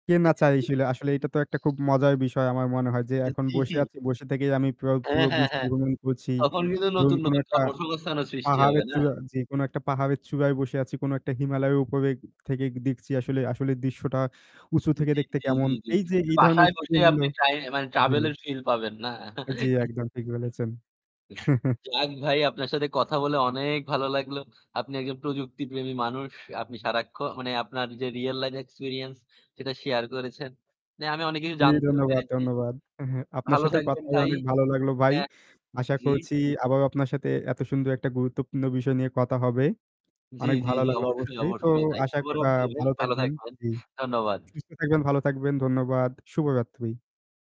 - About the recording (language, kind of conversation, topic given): Bengali, unstructured, আপনার জীবনে প্রযুক্তি কীভাবে প্রভাব ফেলেছে?
- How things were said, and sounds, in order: static; unintelligible speech; laughing while speaking: "এ কি?"; chuckle